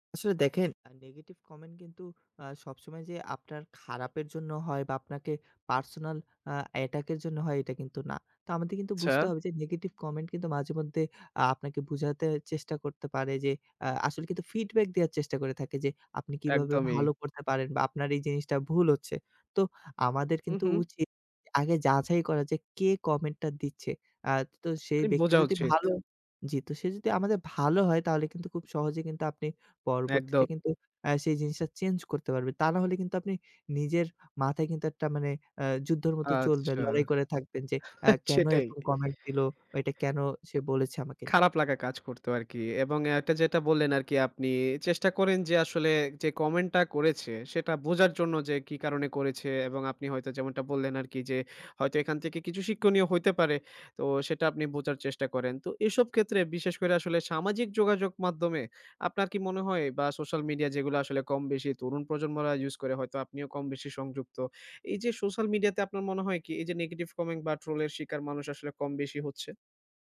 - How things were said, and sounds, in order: "আচ্ছা" said as "চ্ছা"; other background noise; laughing while speaking: "সেটাই"
- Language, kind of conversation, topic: Bengali, podcast, অত্যন্ত নেতিবাচক মন্তব্য বা ট্রোলিং কীভাবে সামলাবেন?